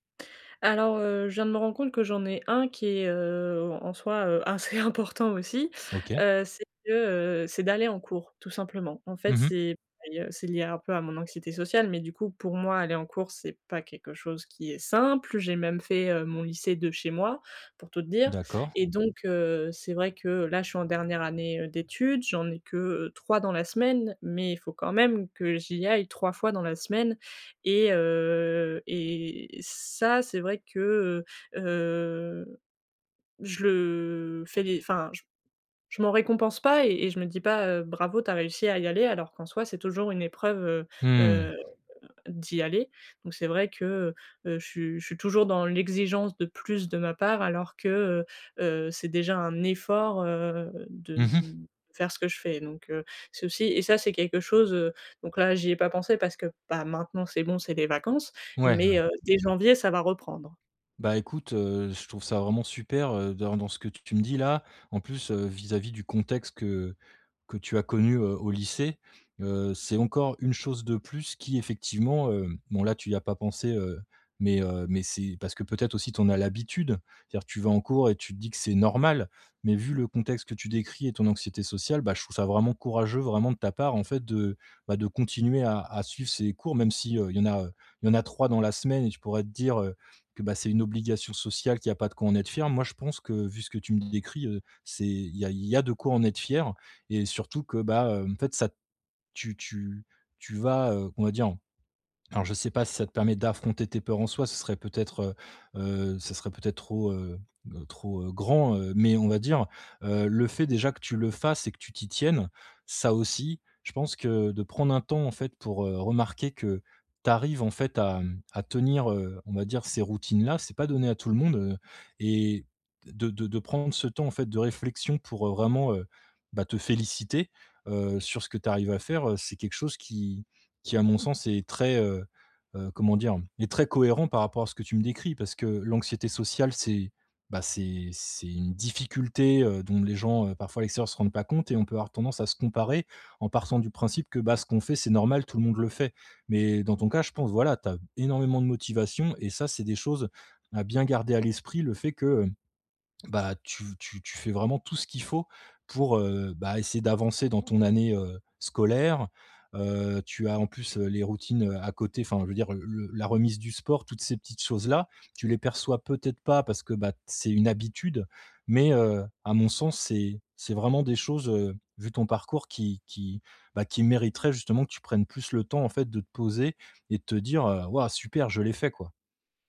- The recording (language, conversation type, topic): French, advice, Comment puis-je reconnaître mes petites victoires quotidiennes ?
- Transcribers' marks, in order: laughing while speaking: "assez important"; unintelligible speech; other background noise; tapping; stressed: "normal"